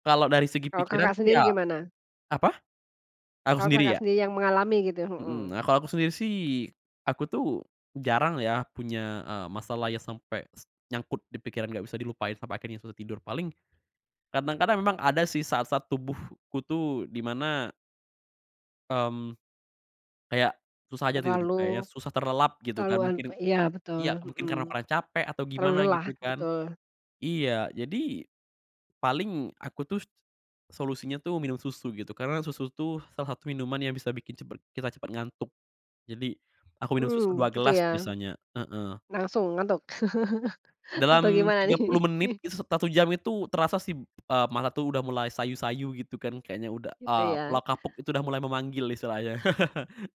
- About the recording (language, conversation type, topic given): Indonesian, podcast, Bagaimana rutinitas pagimu untuk menjaga kebugaran dan suasana hati sepanjang hari?
- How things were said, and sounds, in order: other background noise; laugh; laughing while speaking: "atau gimana nih?"; laugh; chuckle